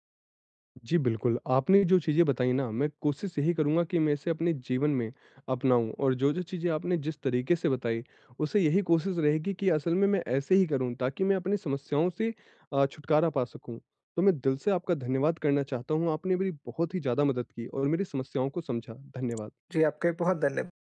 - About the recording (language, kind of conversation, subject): Hindi, advice, मदद कब चाहिए: संकेत और सीमाएँ
- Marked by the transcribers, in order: none